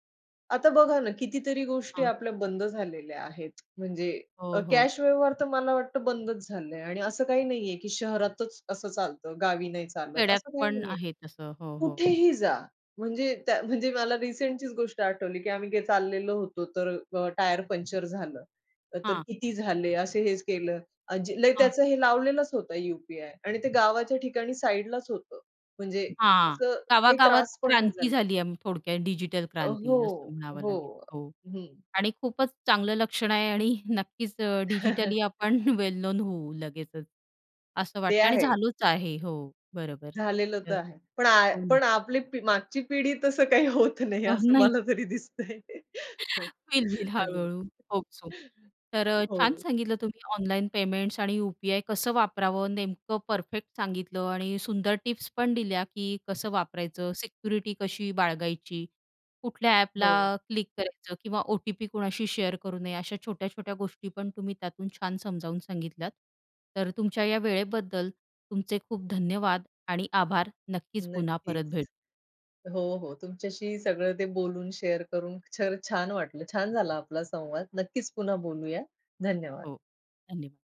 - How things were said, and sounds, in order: other background noise; chuckle; in English: "वेल नोन"; laughing while speaking: "मागची पिढी तसं काही होत नाही असं मला तरी दिसतंय"; in English: "होप सो"; chuckle; unintelligible speech; in English: "शेअर"; in English: "शेअर"
- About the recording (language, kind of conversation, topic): Marathi, podcast, तुम्ही ऑनलाइन देयके आणि यूपीआय वापरणे कसे शिकलात, आणि नवशिक्यांसाठी काही टिप्स आहेत का?